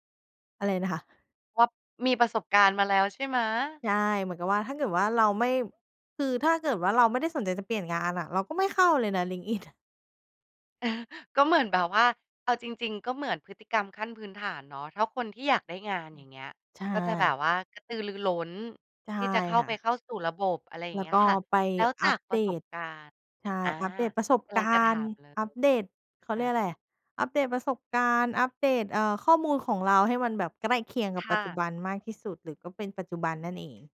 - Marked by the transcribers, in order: none
- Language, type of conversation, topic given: Thai, podcast, เล่าเรื่องการใช้โซเชียลเพื่อหางานหน่อยได้ไหม?